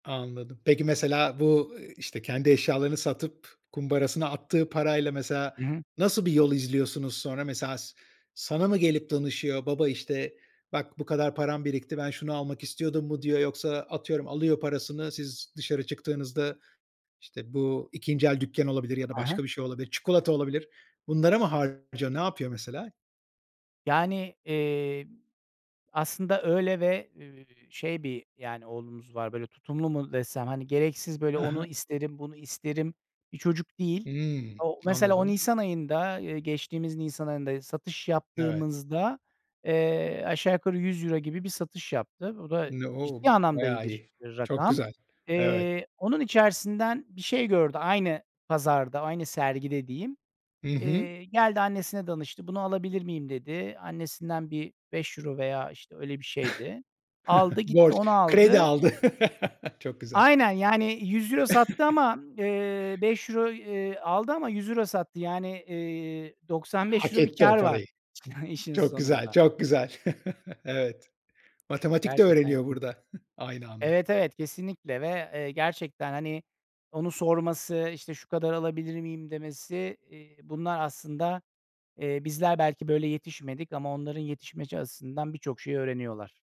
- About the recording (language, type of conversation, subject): Turkish, podcast, Vintage mi yoksa ikinci el alışveriş mi tercih edersin, neden?
- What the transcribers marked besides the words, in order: tapping; chuckle; chuckle; chuckle; other background noise; chuckle; chuckle